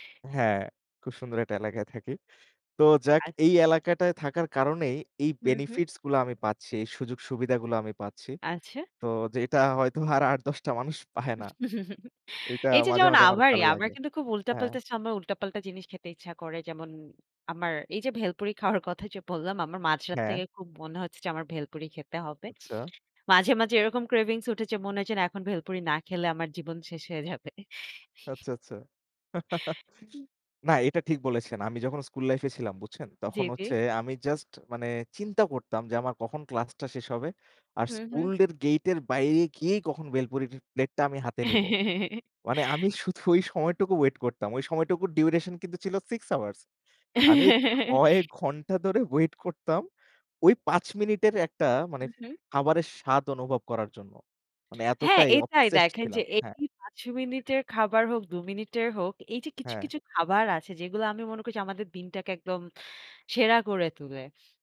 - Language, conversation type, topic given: Bengali, unstructured, আপনার কাছে সেরা রাস্তার খাবার কোনটি, এবং কেন?
- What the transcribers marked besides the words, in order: laughing while speaking: "আর"; chuckle; laughing while speaking: "খাওয়ার কথা"; other background noise; chuckle; chuckle; laughing while speaking: "শুধু ওই সময়টুকু"; chuckle; tapping